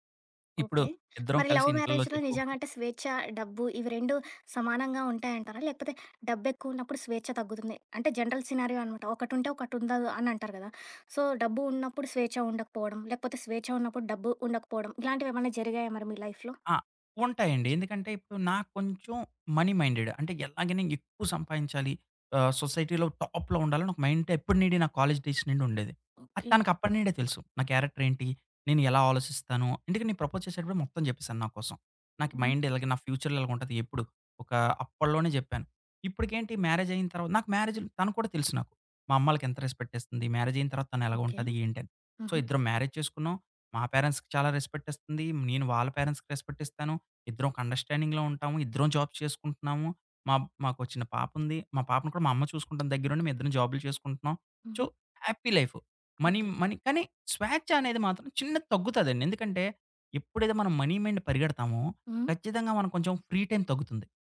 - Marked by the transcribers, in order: in English: "లవ్ మ్యారేజ్‌లో"; in English: "జనరల్ సినారీయో"; in English: "సో"; in English: "లైఫ్‌లో?"; other background noise; in English: "మనీ మైండెడ్"; in English: "సొసైటీలో టాప్‌లో"; in English: "మైండ్"; in English: "డేస్"; tapping; in English: "క్యారెక్టర్"; in English: "ప్రపోజ్"; in English: "మైండ్"; in English: "ఫ్యూచర్‌లో"; in English: "మ్యారేజ్"; in English: "రెస్పెక్ట్"; in English: "మ్యారేజ్"; in English: "సో"; in English: "మ్యారేజ్"; in English: "పేరెంట్స్‌కి"; in English: "పేరెంట్స్‌కి"; in English: "అండర్‌స్టాండింగ్‌లో"; in English: "జాబ్స్"; in English: "సో, హ్యాపీ లైఫ్. మనీ మనీ"; in English: "మనీ మెండ్"; in English: "ఫ్రీ టైమ్"
- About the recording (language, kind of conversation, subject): Telugu, podcast, డబ్బు లేదా స్వేచ్ఛ—మీకు ఏది ప్రాధాన్యం?